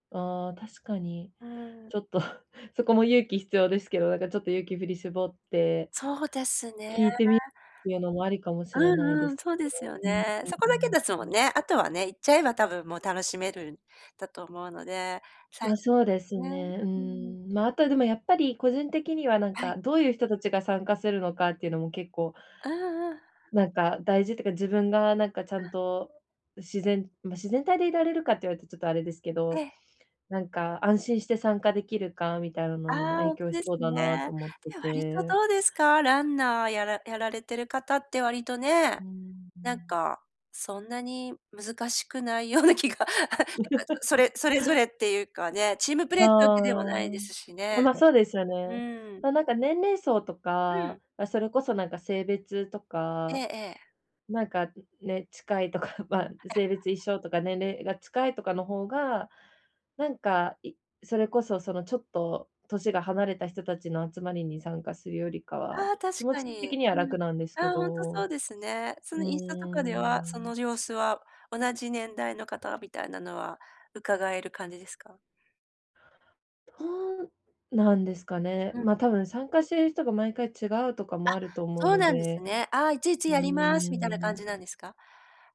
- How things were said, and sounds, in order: laughing while speaking: "ような気が"; laugh; other noise
- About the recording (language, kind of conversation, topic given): Japanese, advice, 一歩踏み出すのが怖いとき、どうすれば始められますか？